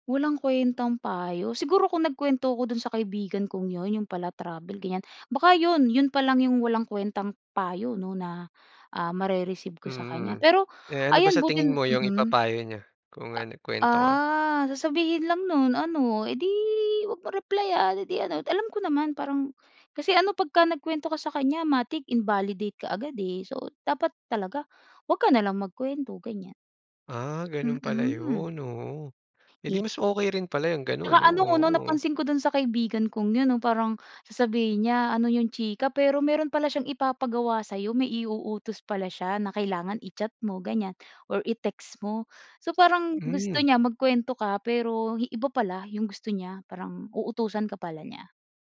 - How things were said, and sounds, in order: other background noise
- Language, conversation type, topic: Filipino, podcast, Ano ang pinakamalaking aral na natutunan mo mula sa pagkabigo?